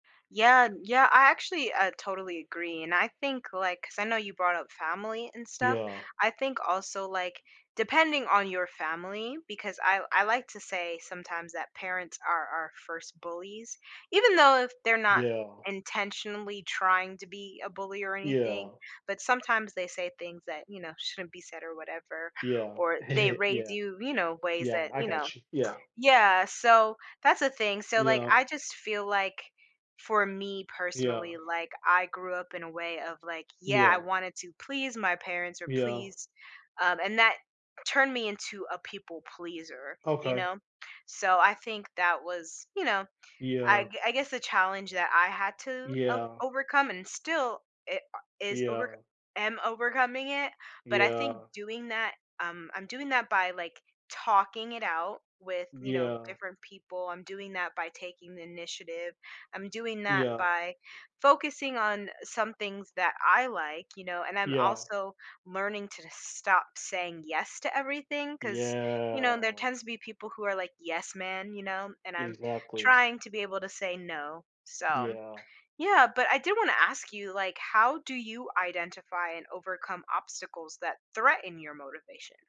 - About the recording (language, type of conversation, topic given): English, unstructured, What helps you keep going when life gets tough?
- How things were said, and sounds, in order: chuckle; other background noise; drawn out: "Yeah"; stressed: "threaten"